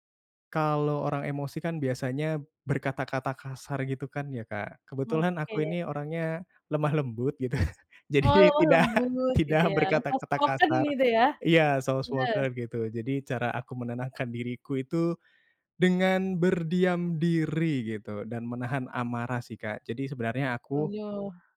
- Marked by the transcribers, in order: laughing while speaking: "gitu. Jadi tidak"; chuckle; in English: "Soft spoken"; in English: "soft spoken"
- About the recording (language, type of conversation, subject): Indonesian, podcast, Apa yang biasanya memicu emosi kamu, dan bagaimana kamu menenangkannya?